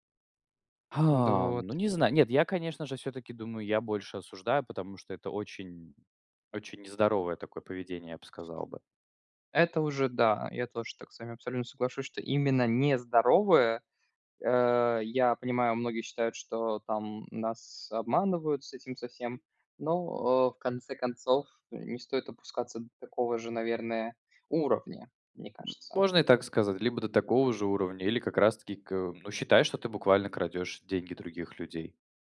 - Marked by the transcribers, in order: exhale; other background noise
- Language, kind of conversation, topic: Russian, unstructured, Как вы относитесь к идее брать кредиты?